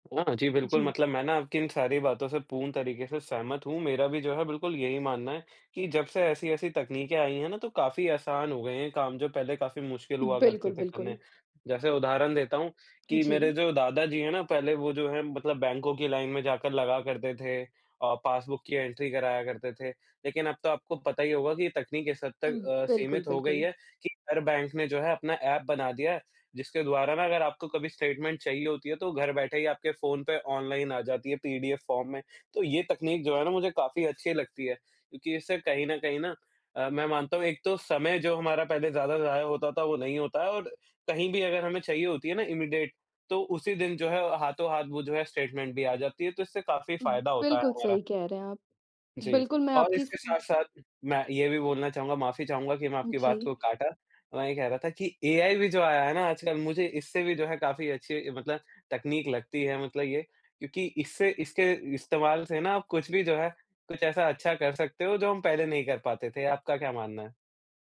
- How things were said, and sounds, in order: in English: "एंट्री"; in English: "स्टेटमेंट"; in English: "इमीडेट"; "इमीडिएट" said as "इमीडेट"; in English: "स्टेटमेंट"; other noise
- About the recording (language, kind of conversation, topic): Hindi, unstructured, कौन-सी नई तकनीक आपको सबसे ज़्यादा प्रभावित करती है?